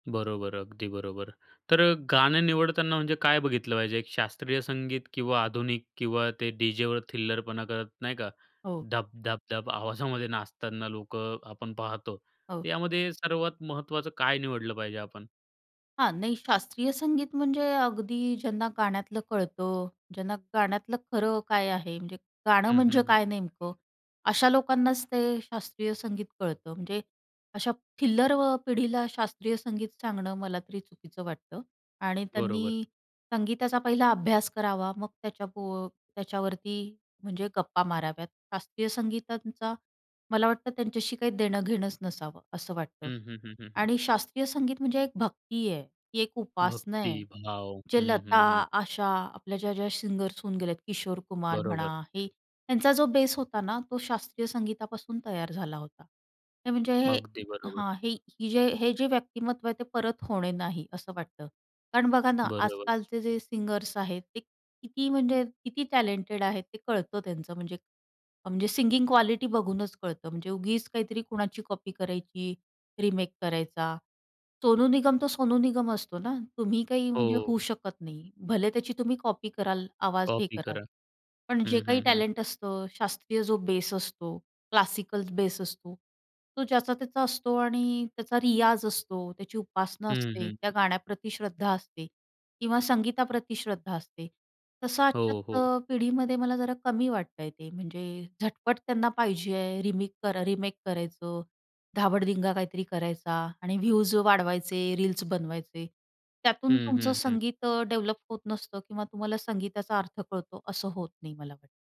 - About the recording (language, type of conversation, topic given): Marathi, podcast, सिनेमातील गाण्यांपैकी तुमचं सर्वात आवडतं गाणं कोणतं आहे?
- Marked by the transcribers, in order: laughing while speaking: "आवाजामध्ये नाचताना"; in English: "बेस"; other background noise; in English: "बेस"; in English: "बेस"; in English: "रिमेक"; in English: "डेव्हलप"